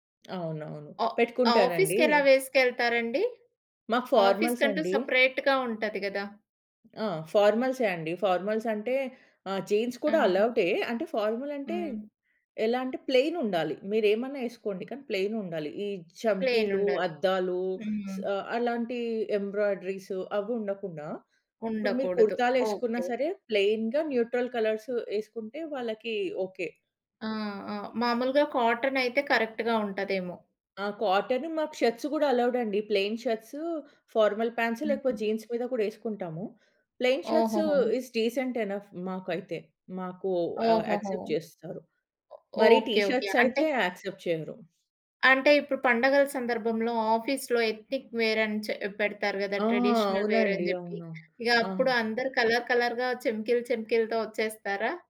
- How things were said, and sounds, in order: in English: "ఆఫీస్"; in English: "ఫార్మల్స్"; in English: "సెపరేట్‌గా"; in English: "ఫార్మల్స్"; in English: "జీన్స్"; in English: "ఫార్మల్"; in English: "ప్లెయిన్"; in English: "ప్లెయిన్"; in English: "ప్లెయిన్"; in Hindi: "కుర్తాలు"; in English: "ప్లెయిన్‌గా న్యూట్రల్ కలర్స్"; in English: "కాటన్"; in English: "కరెక్ట్‌గా"; other background noise; in English: "కాటన్"; in English: "షర్ట్స్"; in English: "ప్లెయిన్ షర్ట్స్, ఫార్మల్ ప్యాంట్స్"; in English: "జీన్స్"; in English: "ప్లెయిన్ షర్ట్స్ ఇస్ డీసెంట్ ఎనఫ్"; in English: "యాక్సెప్ట్"; in English: "టీ షర్ట్స్"; in English: "యాక్సెప్ట్"; in English: "ఆఫీస్‌లో ఎత్‌నిక్ వేర్"; tapping; in English: "ట్రెడిషనల్ వేర్"; in English: "కలర్ కలర్‌గా"
- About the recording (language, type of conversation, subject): Telugu, podcast, దుస్తులు ఎంచుకునేటప్పుడు మీ అంతర్భావం మీకు ఏమి చెబుతుంది?